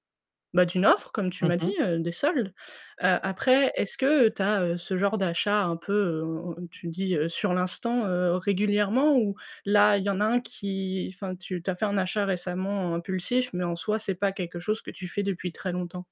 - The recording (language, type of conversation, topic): French, advice, Comment pouvez-vous mieux maîtriser vos dépenses impulsives tout en respectant vos projets d’épargne ?
- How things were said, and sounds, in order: stressed: "offre"